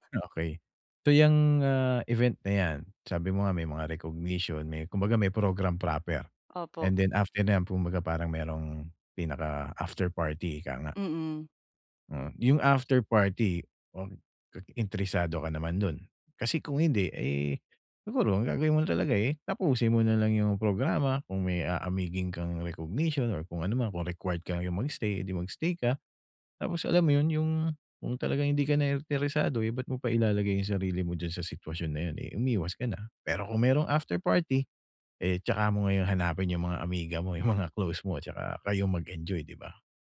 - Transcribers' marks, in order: none
- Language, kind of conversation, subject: Filipino, advice, Paano ko mababawasan ang pag-aalala o kaba kapag may salu-salo o pagtitipon?